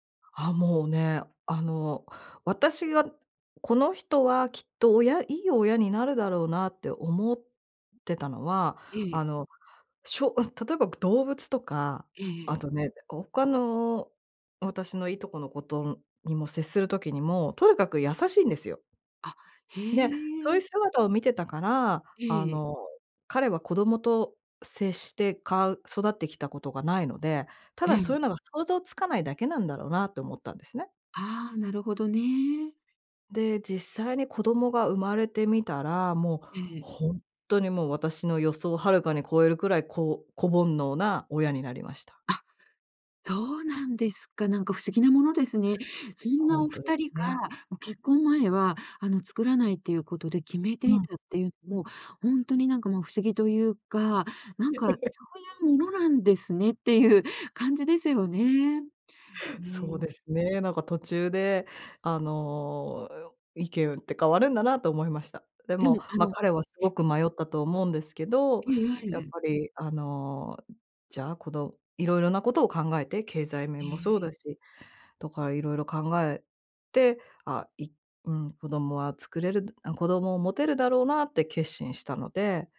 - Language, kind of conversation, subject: Japanese, podcast, 子どもを持つか迷ったとき、どう考えた？
- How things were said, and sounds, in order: other background noise; laugh